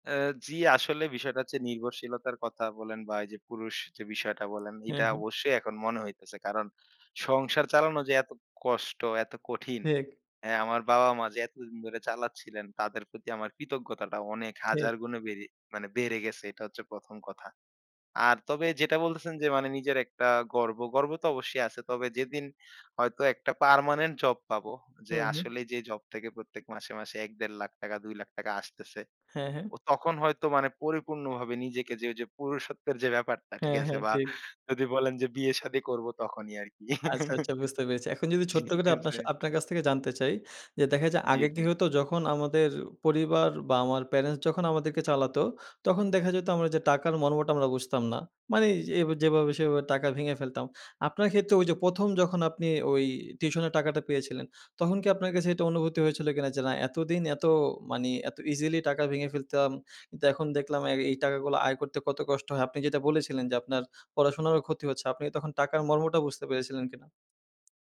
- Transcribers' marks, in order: laugh; laughing while speaking: "ঠিক আছে"
- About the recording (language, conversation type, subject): Bengali, podcast, প্রথমবার নিজের উপার্জন হাতে পাওয়ার মুহূর্তটা আপনার কেমন মনে আছে?